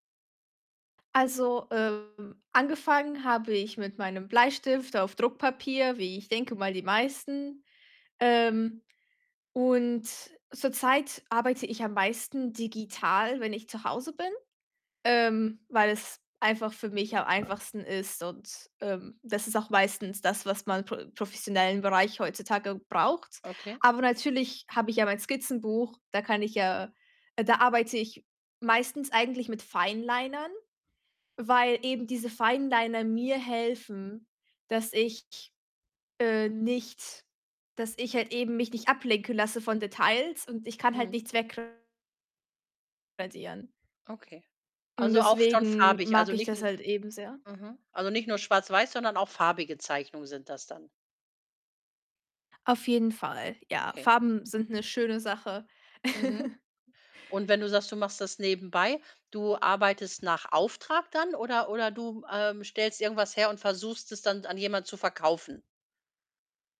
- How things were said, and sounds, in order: distorted speech; other background noise; chuckle
- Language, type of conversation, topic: German, podcast, Wie gehst du mit kreativen Blockaden um?